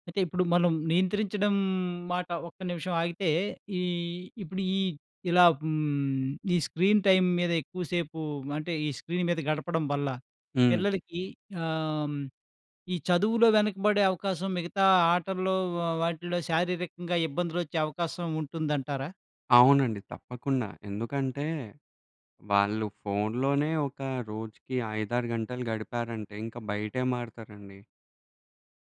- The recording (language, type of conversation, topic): Telugu, podcast, చిన్న పిల్లలకి స్క్రీన్ టైమ్ నియమాలు ఎలా సెట్ చేసావు?
- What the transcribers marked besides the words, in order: in English: "స్క్రీన్ టైమ్"; in English: "స్క్రీన్"